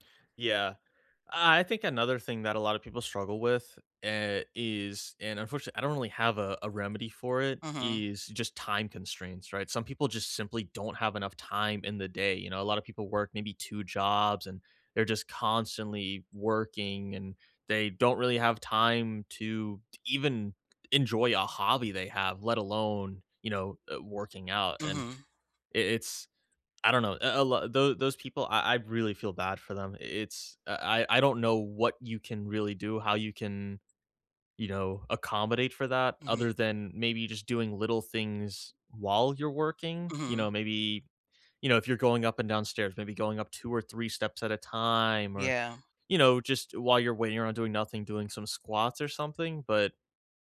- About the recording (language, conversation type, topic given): English, unstructured, How can I start exercising when I know it's good for me?
- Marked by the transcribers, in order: none